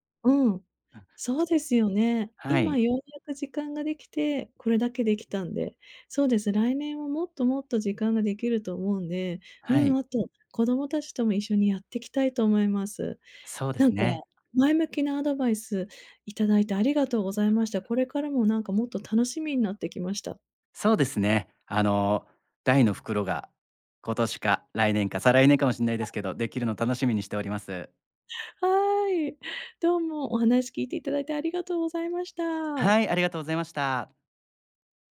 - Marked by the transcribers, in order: unintelligible speech; other background noise; unintelligible speech
- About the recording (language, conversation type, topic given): Japanese, advice, 日常の忙しさで創作の時間を確保できない
- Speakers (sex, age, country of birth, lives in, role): female, 40-44, Japan, United States, user; male, 40-44, Japan, Japan, advisor